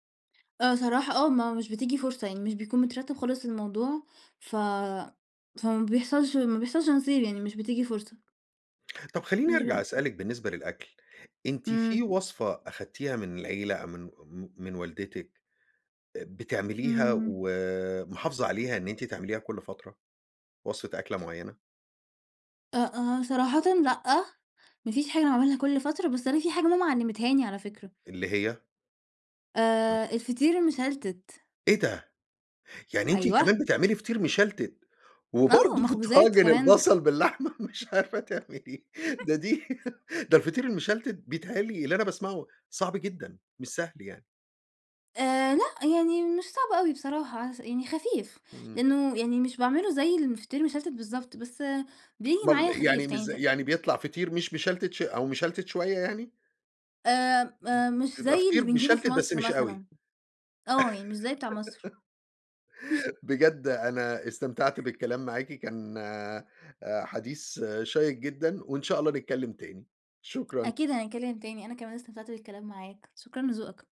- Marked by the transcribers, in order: other background noise; other noise; tapping; laughing while speaking: "وبرضه طاجن البصل باللحمة مش عارفة تعمليه؟ ده دي"; chuckle; laugh; unintelligible speech; giggle; laugh
- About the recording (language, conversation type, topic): Arabic, podcast, إيه الأكلة اللي بتفكّرك بالبيت وبأهلك؟
- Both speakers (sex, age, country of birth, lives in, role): female, 20-24, Egypt, Portugal, guest; male, 55-59, Egypt, United States, host